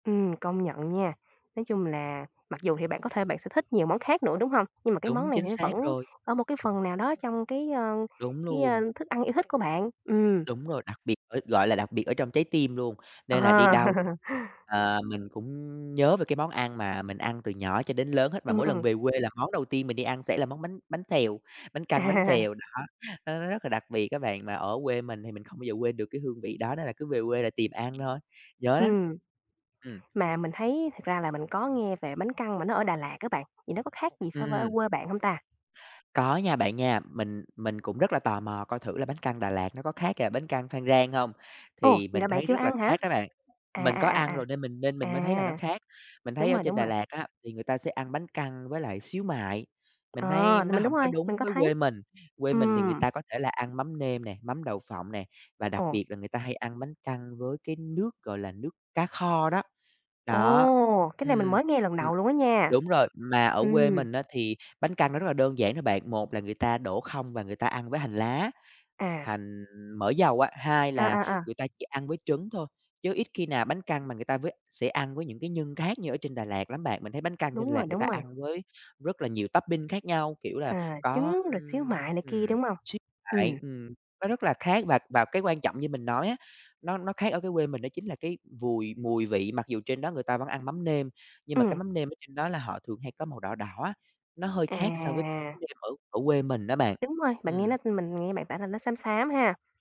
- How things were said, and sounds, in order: tapping; other background noise; laugh; laughing while speaking: "À"; in English: "topping"; unintelligible speech
- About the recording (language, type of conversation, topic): Vietnamese, podcast, Món ăn quê hương nào khiến bạn xúc động nhất?
- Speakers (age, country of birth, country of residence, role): 25-29, Vietnam, Vietnam, guest; 25-29, Vietnam, Vietnam, host